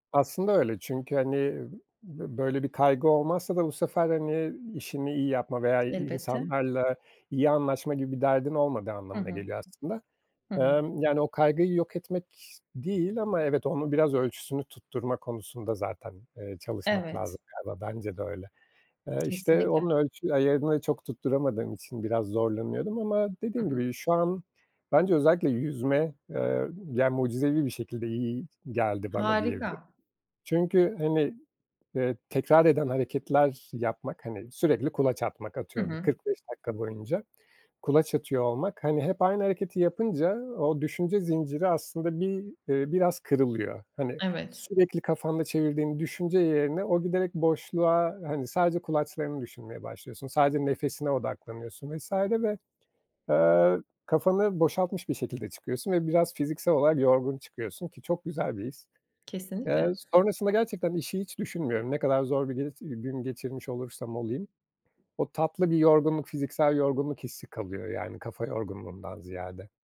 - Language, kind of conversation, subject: Turkish, podcast, İş-yaşam dengesini korumak için neler yapıyorsun?
- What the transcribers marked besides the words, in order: other background noise